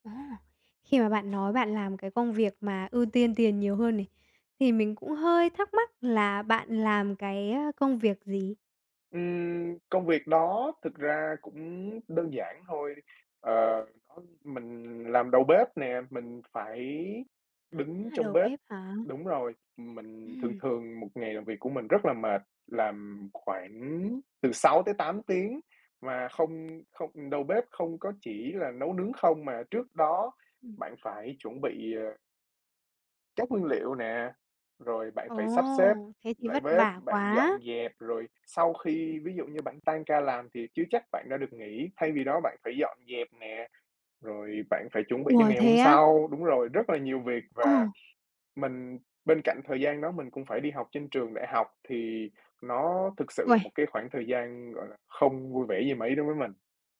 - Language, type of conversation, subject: Vietnamese, podcast, Bạn ưu tiên tiền hay đam mê hơn, và vì sao?
- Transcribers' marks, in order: tapping